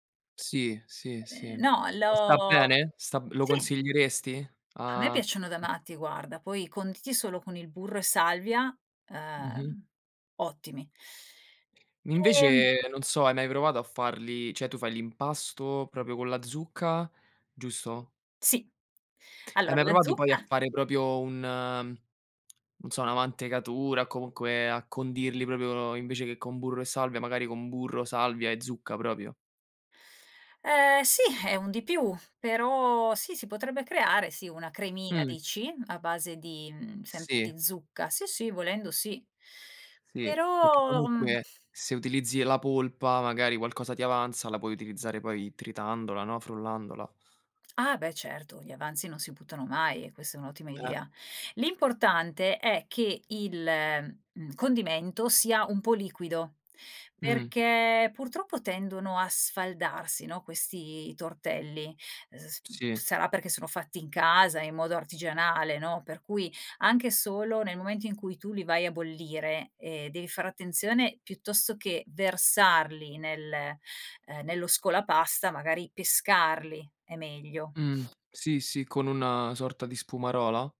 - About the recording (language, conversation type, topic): Italian, podcast, C’è una ricetta che racconta la storia della vostra famiglia?
- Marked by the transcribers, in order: unintelligible speech; "cioè" said as "ceh"; "proprio" said as "propio"; "proprio" said as "propio"; "proprio" said as "propio"; "proprio" said as "propio"; "buttano" said as "puttano"; other background noise